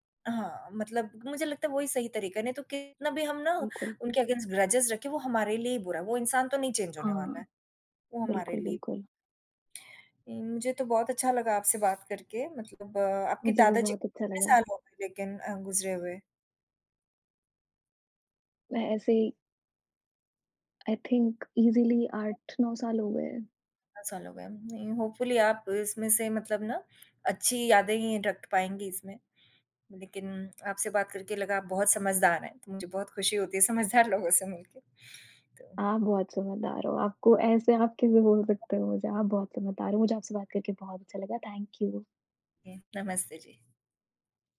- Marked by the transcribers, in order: in English: "अगैन्स्ट ग्रेजेस"; in English: "चेंज"; other background noise; in English: "आई थिंक ईज़ीली"; other noise; tapping; in English: "होपफुली"; laughing while speaking: "समझदार"; in English: "थैंक यू"
- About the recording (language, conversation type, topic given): Hindi, unstructured, जिस इंसान को आपने खोया है, उसने आपको क्या सिखाया?
- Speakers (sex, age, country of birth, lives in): female, 20-24, India, India; female, 50-54, India, United States